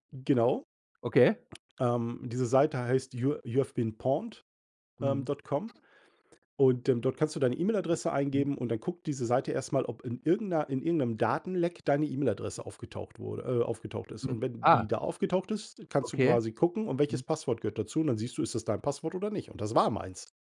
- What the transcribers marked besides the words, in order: other background noise; in English: "you you have been pawned"; stressed: "war"
- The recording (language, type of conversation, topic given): German, podcast, Wie gehst du im Alltag mit dem Datenschutz im Internet um?